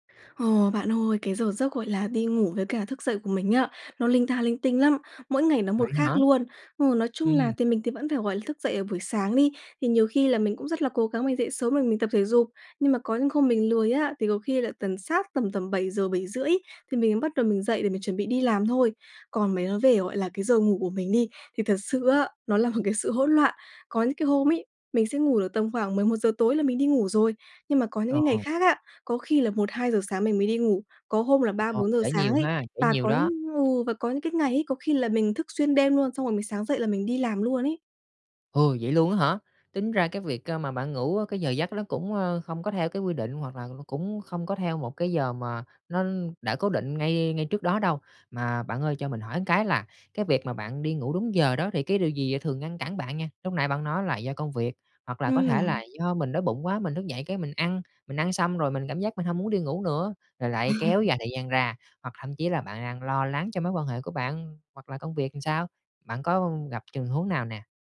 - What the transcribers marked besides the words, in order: laughing while speaking: "nó là một"; other background noise; tapping; laugh
- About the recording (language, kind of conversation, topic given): Vietnamese, advice, Vì sao tôi không thể duy trì thói quen ngủ đúng giờ?